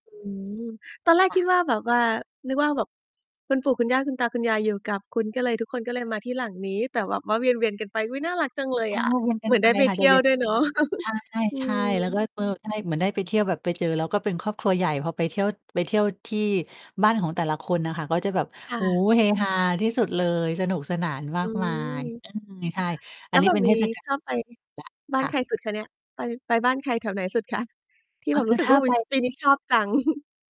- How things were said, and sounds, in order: distorted speech; chuckle; unintelligible speech; chuckle
- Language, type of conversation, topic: Thai, podcast, ตอนเด็ก ๆ คุณคิดถึงประเพณีอะไรที่สุด?